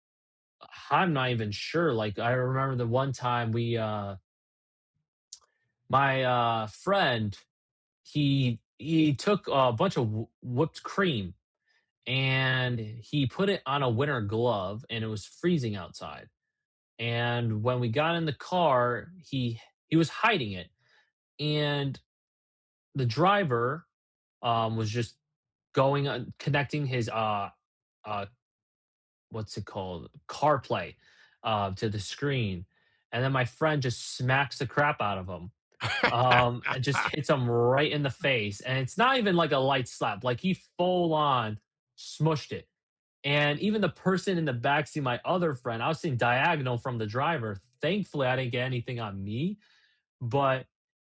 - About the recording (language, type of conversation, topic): English, unstructured, How do shared memories bring people closer together?
- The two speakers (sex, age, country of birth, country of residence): male, 20-24, United States, United States; male, 65-69, United States, United States
- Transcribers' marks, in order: laugh; other background noise